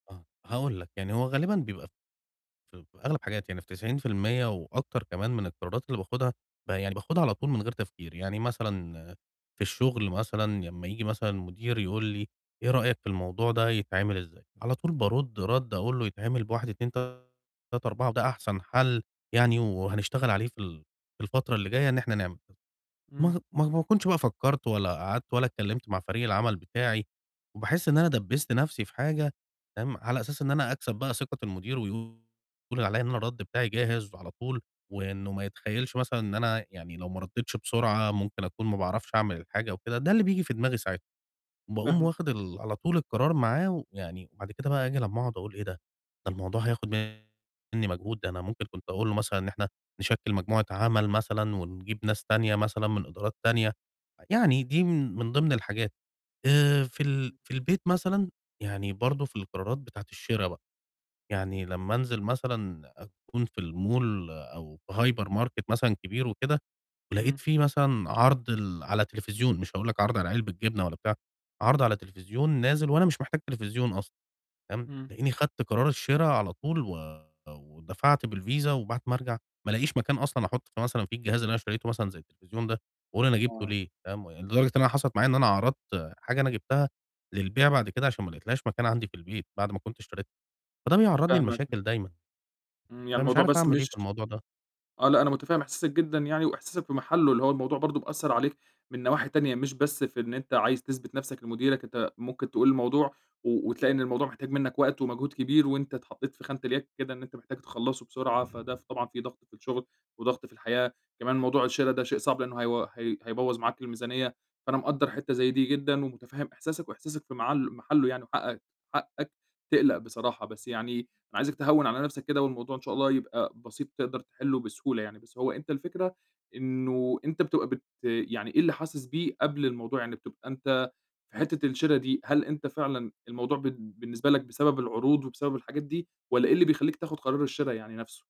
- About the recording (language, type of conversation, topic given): Arabic, advice, إزاي أقدر أبطل اندفاعي في اتخاذ قرارات وبعدين أندم عليها؟
- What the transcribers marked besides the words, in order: distorted speech; in English: "الmall"; in English: "hypermarket"; mechanical hum